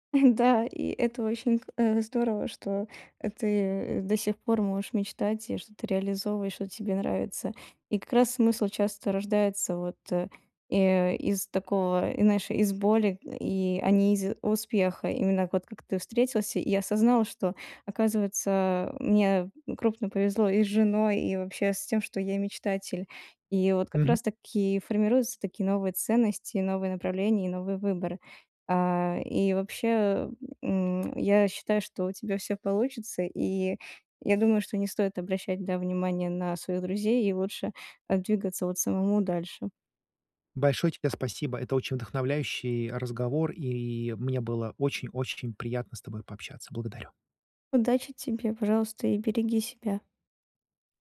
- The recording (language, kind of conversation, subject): Russian, advice, Как мне найти смысл жизни после расставания и утраты прежних планов?
- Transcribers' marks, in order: chuckle